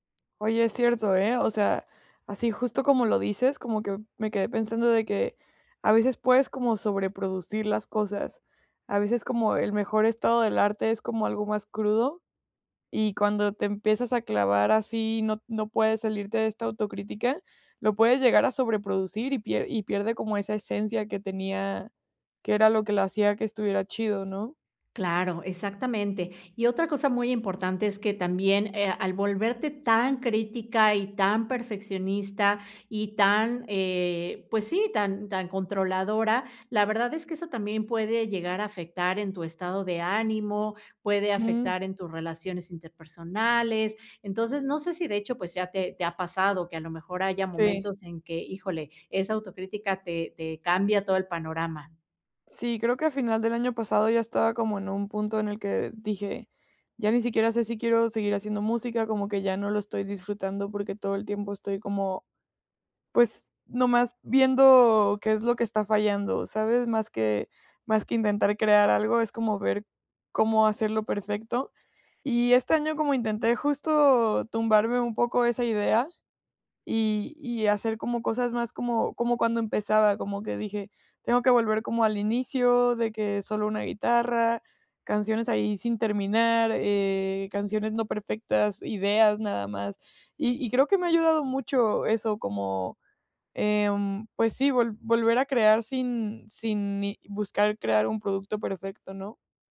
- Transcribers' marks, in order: other background noise
- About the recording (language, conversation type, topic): Spanish, advice, ¿Por qué sigo repitiendo un patrón de autocrítica por cosas pequeñas?